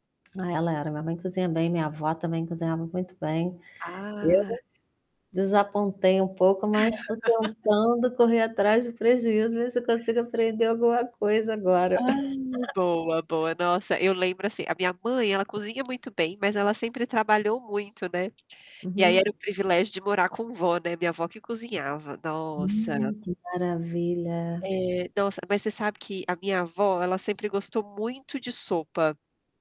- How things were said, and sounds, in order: static; other background noise; distorted speech; laugh; tapping; laugh
- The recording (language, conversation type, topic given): Portuguese, unstructured, Que prato te lembra a infância?